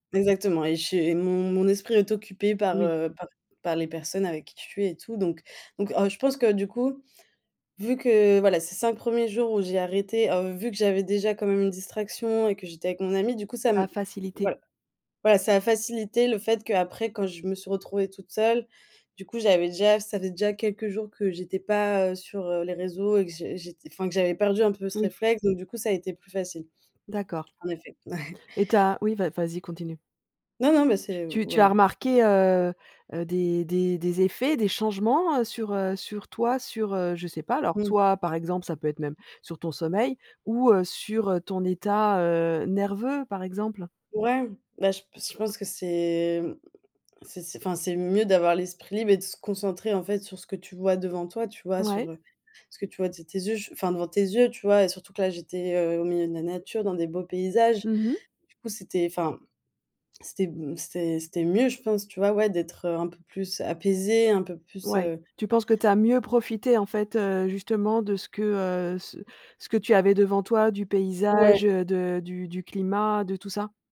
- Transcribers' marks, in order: tapping; chuckle; drawn out: "c'est"
- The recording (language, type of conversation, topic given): French, podcast, Peux-tu nous raconter une détox numérique qui a vraiment fonctionné pour toi ?